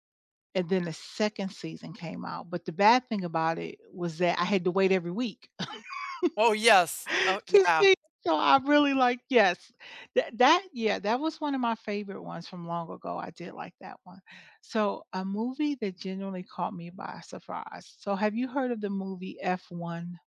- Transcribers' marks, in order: laugh
- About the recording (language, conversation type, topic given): English, unstructured, Which recent movie genuinely surprised you, and what about it caught you off guard?
- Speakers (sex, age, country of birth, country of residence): female, 55-59, United States, United States; female, 65-69, United States, United States